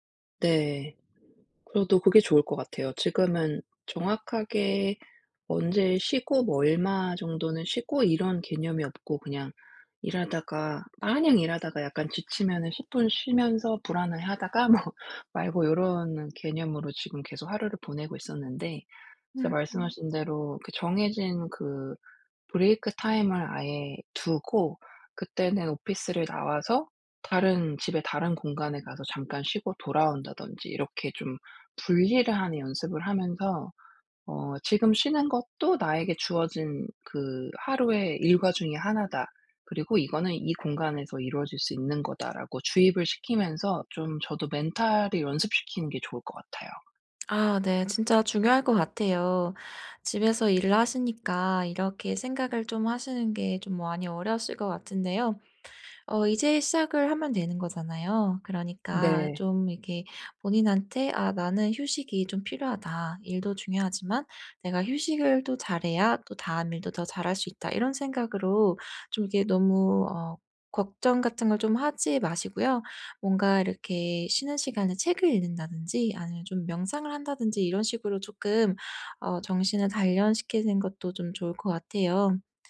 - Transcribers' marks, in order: other background noise; tapping; laughing while speaking: "뭐"; in English: "브레이크 타임을"; in English: "오피스를"
- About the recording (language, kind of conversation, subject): Korean, advice, 집에서 쉬는 동안 불안하고 산만해서 영화·음악·책을 즐기기 어려울 때 어떻게 하면 좋을까요?